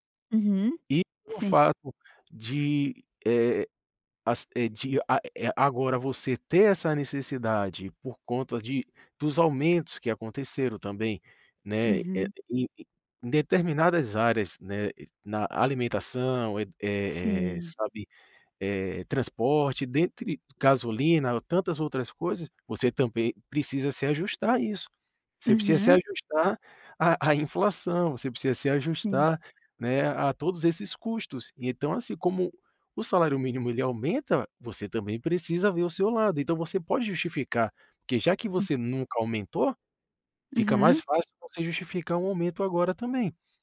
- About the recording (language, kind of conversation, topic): Portuguese, advice, Como posso pedir um aumento de salário?
- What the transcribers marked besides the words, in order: none